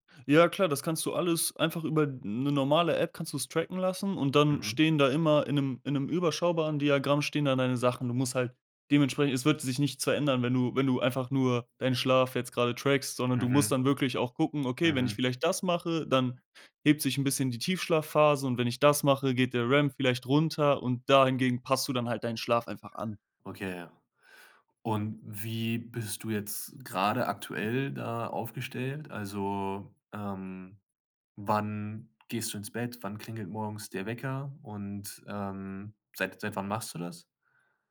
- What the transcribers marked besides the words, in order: other background noise
- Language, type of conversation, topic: German, podcast, Wie findest du eine Routine für besseren Schlaf?